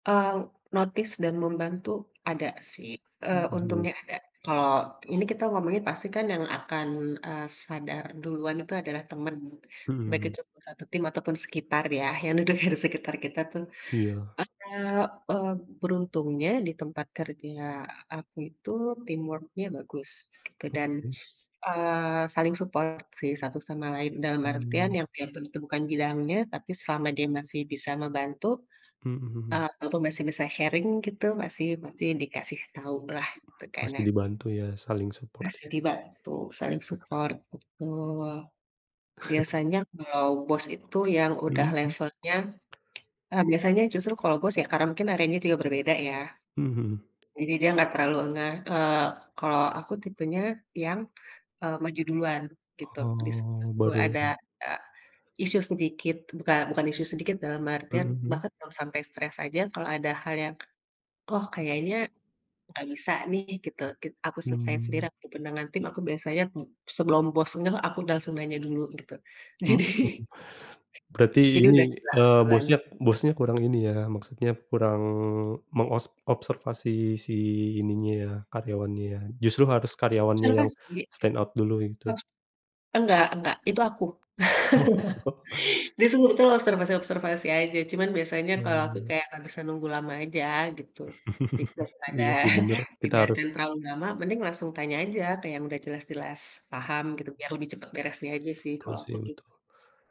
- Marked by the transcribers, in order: in English: "notice"; tapping; other background noise; laughing while speaking: "deger"; in English: "teamwork-nya"; in English: "support"; in English: "sharing"; in English: "support"; in English: "support"; chuckle; laughing while speaking: "Jadi"; in English: "stand out"; unintelligible speech; chuckle; chuckle
- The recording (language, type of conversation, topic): Indonesian, unstructured, Bagaimana cara kamu mengatasi stres di tempat kerja?